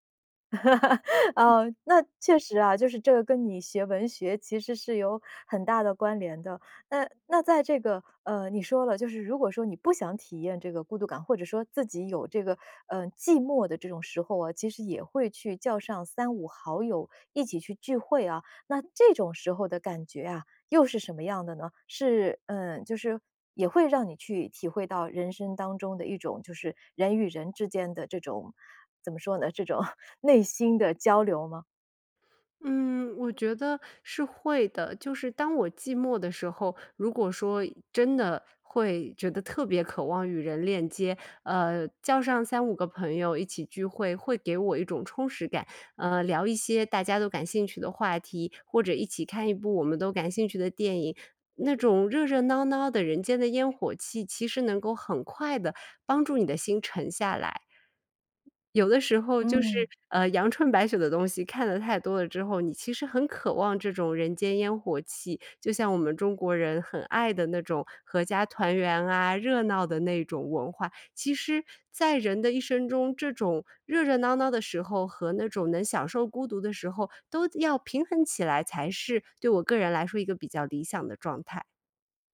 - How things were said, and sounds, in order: laugh; laughing while speaking: "这种"; other background noise
- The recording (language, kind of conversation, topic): Chinese, podcast, 你怎么看待独自旅行中的孤独感？